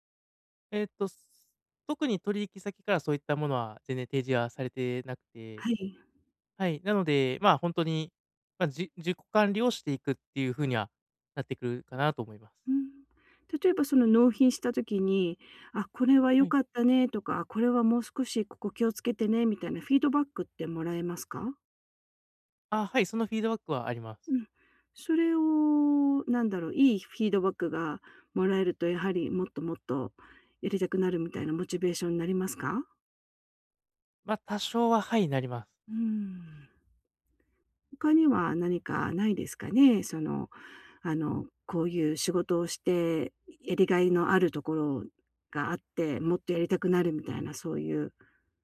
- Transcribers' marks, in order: none
- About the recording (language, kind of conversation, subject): Japanese, advice, 長くモチベーションを保ち、成功や進歩を記録し続けるにはどうすればよいですか？